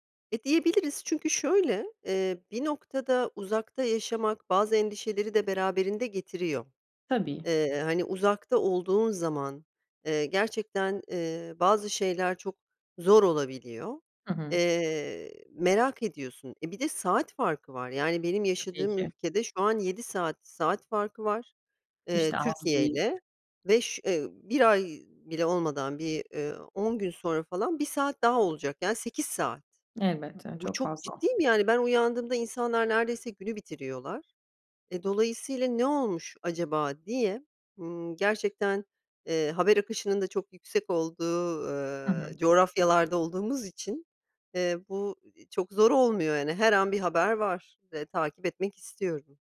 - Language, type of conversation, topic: Turkish, podcast, Akıllı telefon bağımlılığını nasıl yönetiyorsun?
- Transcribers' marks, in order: other background noise